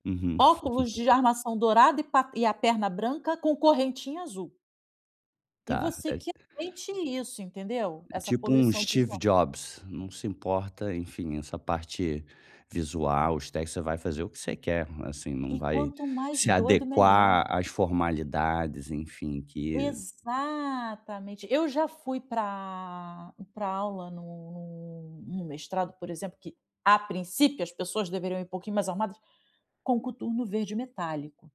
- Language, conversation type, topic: Portuguese, advice, Como posso escolher meu estilo sem me sentir pressionado pelas expectativas sociais?
- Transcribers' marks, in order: chuckle; tapping; unintelligible speech